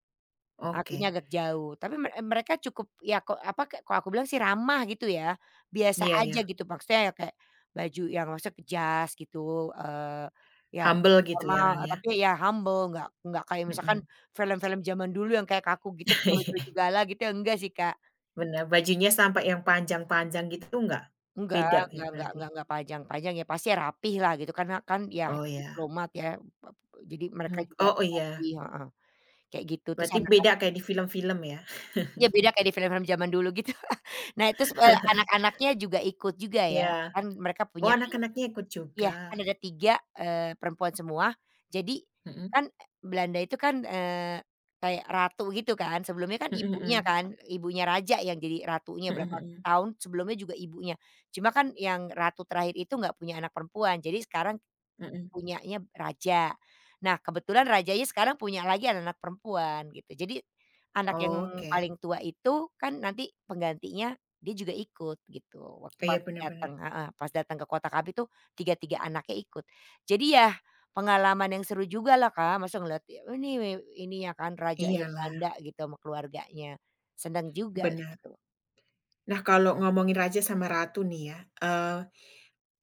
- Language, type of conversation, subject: Indonesian, podcast, Bagaimana rasanya mengikuti acara kampung atau festival setempat?
- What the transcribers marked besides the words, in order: in English: "Humble"; in English: "humble"; other background noise; laughing while speaking: "Iya"; tapping; chuckle